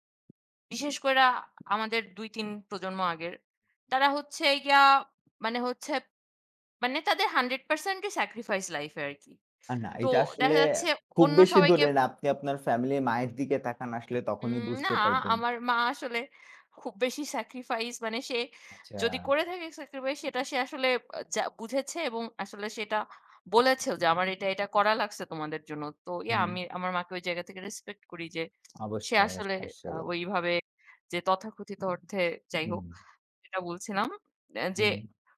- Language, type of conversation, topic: Bengali, unstructured, কোন গান শুনলে আপনার মন খুশি হয়?
- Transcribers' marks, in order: none